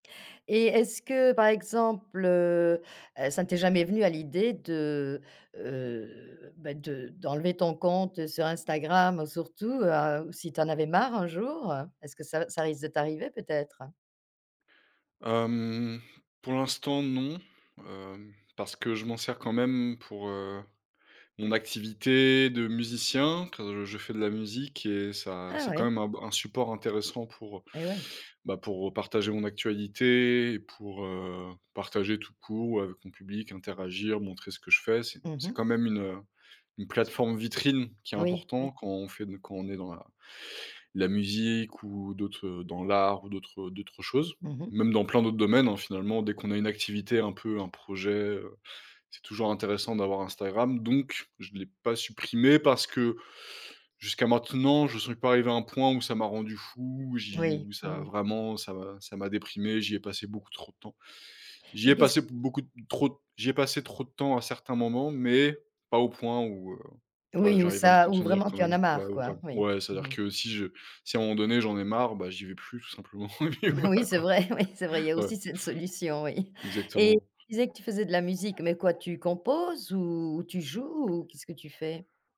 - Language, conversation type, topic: French, podcast, Comment gères-tu tes notifications au quotidien ?
- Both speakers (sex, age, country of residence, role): female, 60-64, France, host; male, 30-34, France, guest
- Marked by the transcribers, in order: tapping; laughing while speaking: "et puis voilà, quoi"; laughing while speaking: "oui"; laughing while speaking: "oui"; other background noise